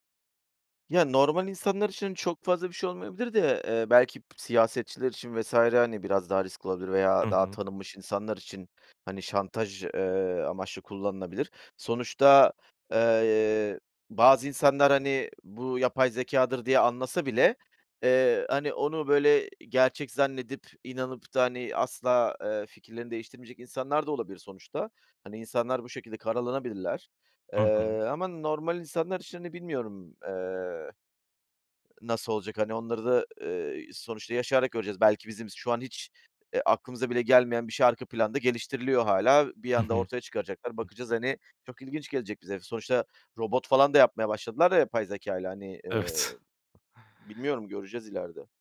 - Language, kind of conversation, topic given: Turkish, podcast, Yapay zekâ, hayat kararlarında ne kadar güvenilir olabilir?
- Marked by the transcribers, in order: unintelligible speech; laughing while speaking: "Evet"; other background noise